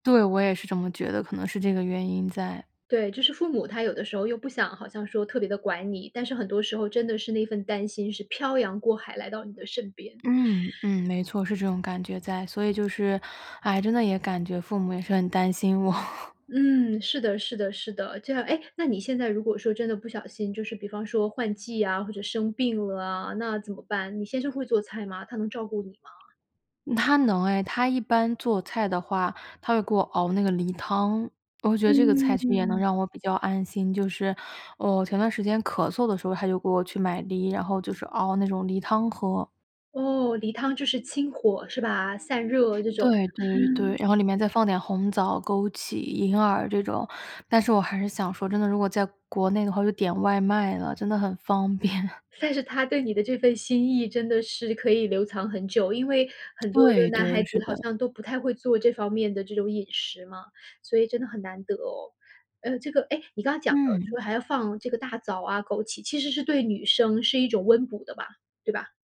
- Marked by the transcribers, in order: other background noise; laughing while speaking: "我"; tapping; chuckle; laughing while speaking: "便"
- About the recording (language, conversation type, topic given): Chinese, podcast, 小时候哪道菜最能让你安心？